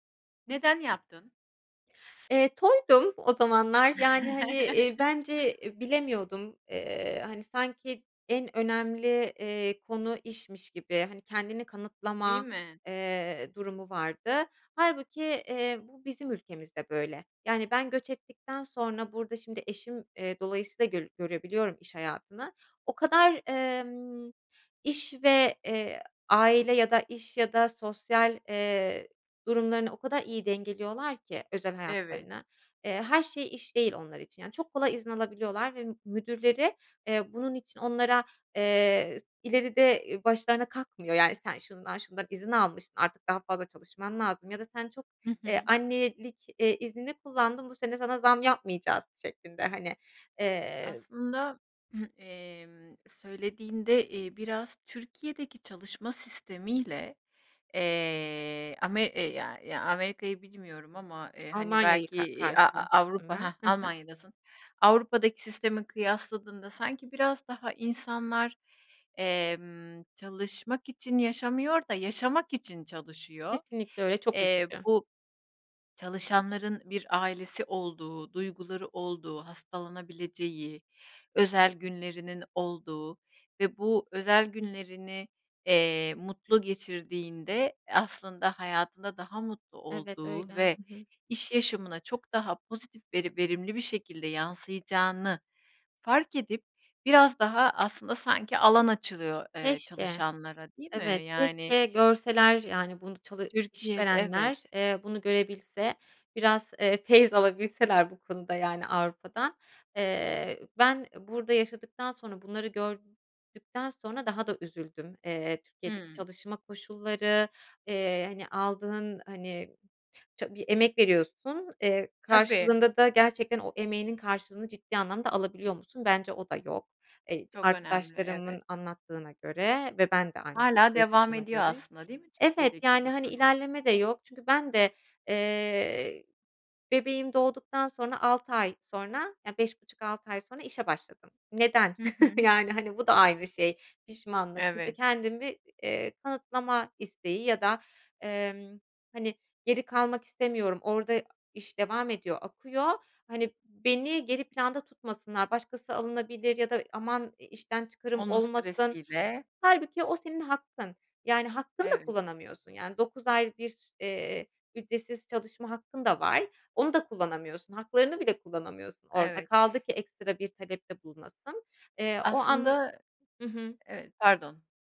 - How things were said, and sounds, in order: chuckle; other background noise; tapping; throat clearing; drawn out: "eee"; "gördükten" said as "görddükten"; other noise; chuckle
- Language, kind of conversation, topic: Turkish, podcast, İş ve aile arasında karar verirken dengeyi nasıl kuruyorsun?